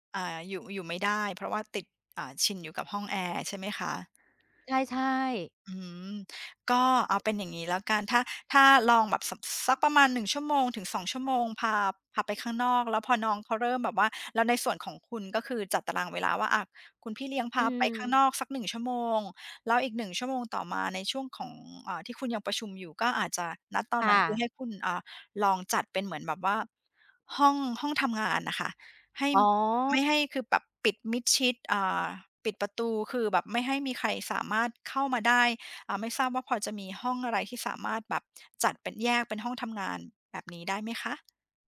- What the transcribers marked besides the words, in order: other background noise
- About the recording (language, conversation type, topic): Thai, advice, สภาพแวดล้อมที่บ้านหรือที่ออฟฟิศทำให้คุณโฟกัสไม่ได้อย่างไร?